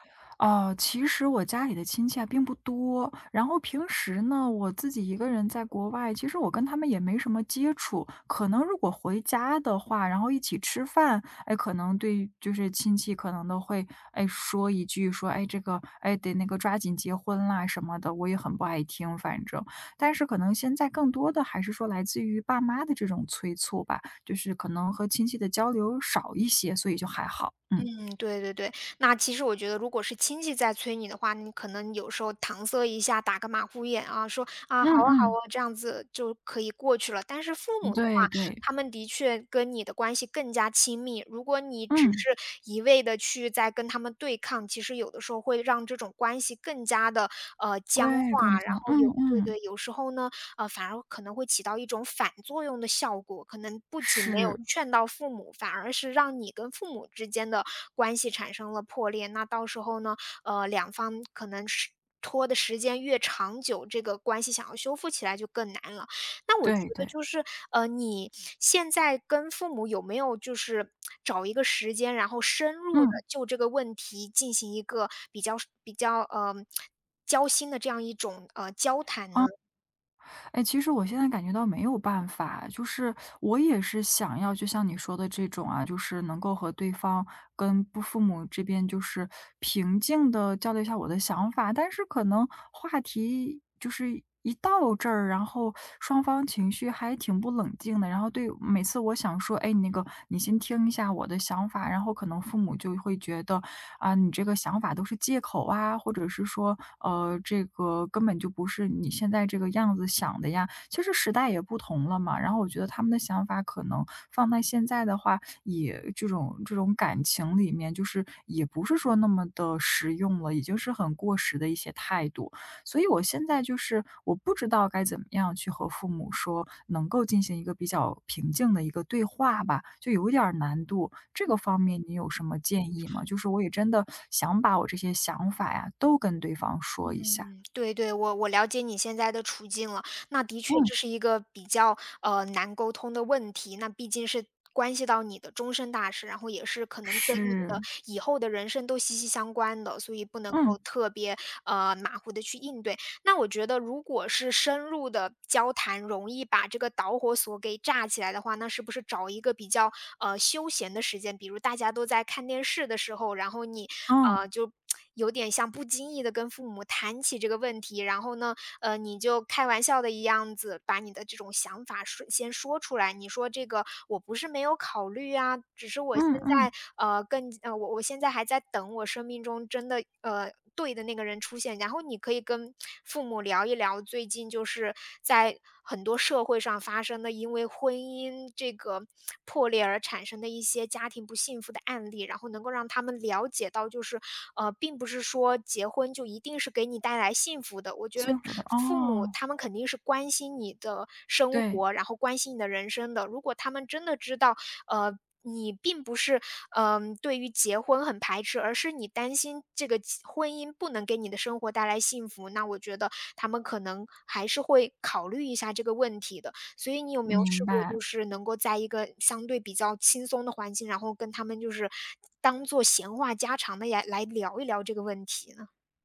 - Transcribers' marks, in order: other background noise; lip smack; lip smack
- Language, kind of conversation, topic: Chinese, advice, 家人催婚